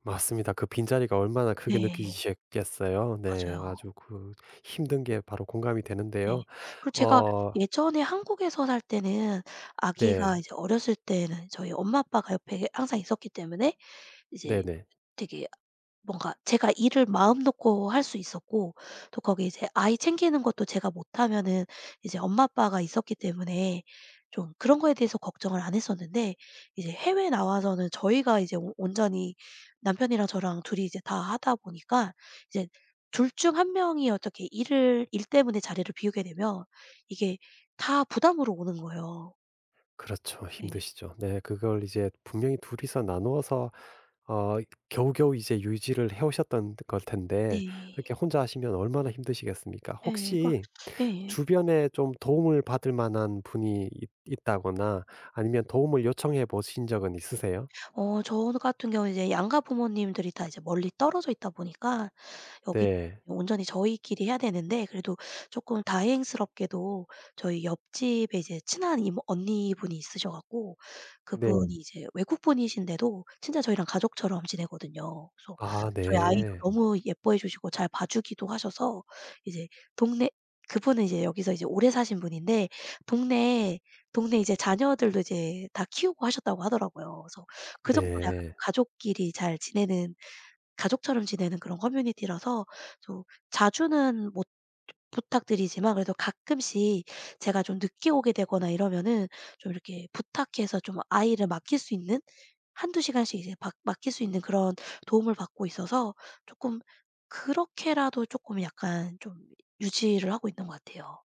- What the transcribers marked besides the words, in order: tapping; other background noise
- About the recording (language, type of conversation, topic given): Korean, advice, 번아웃으로 의욕이 사라져 일상 유지가 어려운 상태를 어떻게 느끼시나요?